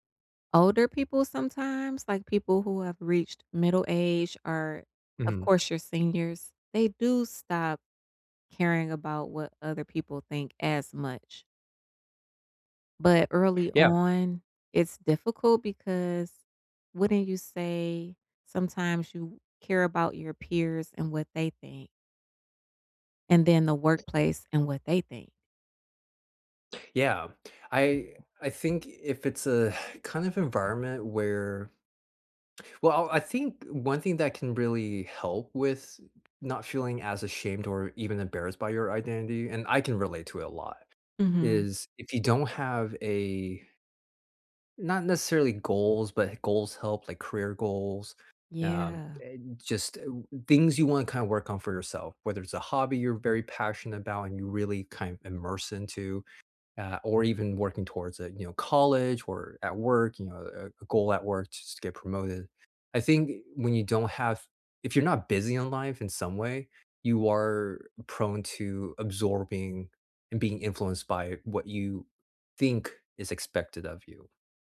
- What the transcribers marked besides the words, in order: other background noise; sigh
- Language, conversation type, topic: English, unstructured, Why do I feel ashamed of my identity and what helps?
- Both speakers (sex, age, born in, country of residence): female, 45-49, United States, United States; male, 30-34, United States, United States